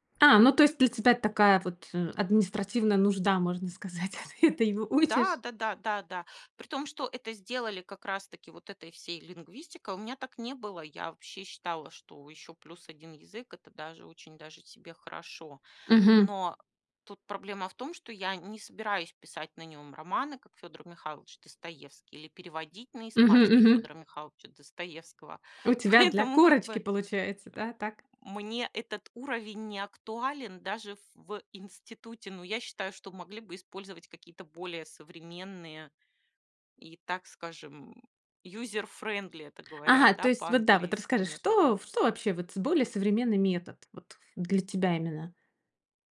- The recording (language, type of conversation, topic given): Russian, podcast, Как, по-твоему, эффективнее всего учить язык?
- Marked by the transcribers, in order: laughing while speaking: "сказать"; laughing while speaking: "Поэтому"; in English: "user friendly"